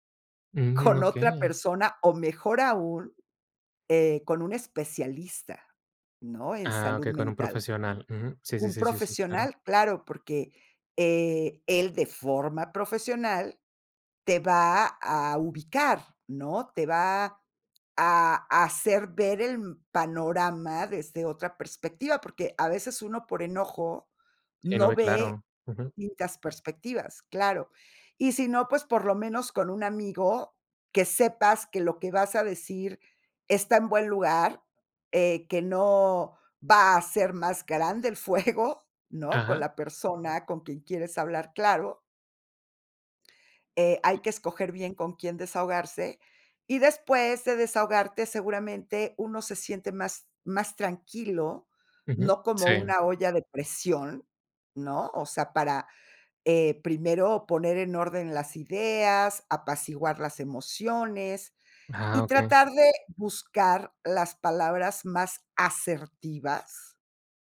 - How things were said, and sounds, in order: laughing while speaking: "fuego"
- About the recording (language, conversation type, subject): Spanish, podcast, ¿Qué papel juega la vulnerabilidad al comunicarnos con claridad?